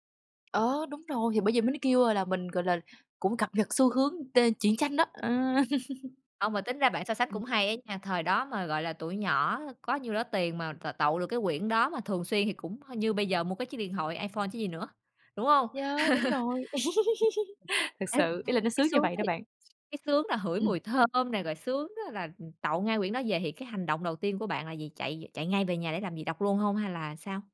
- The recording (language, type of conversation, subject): Vietnamese, podcast, Bạn có kỷ niệm nào gắn liền với những cuốn sách truyện tuổi thơ không?
- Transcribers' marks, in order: laugh; tapping; laugh; unintelligible speech; "ngửi" said as "hửi"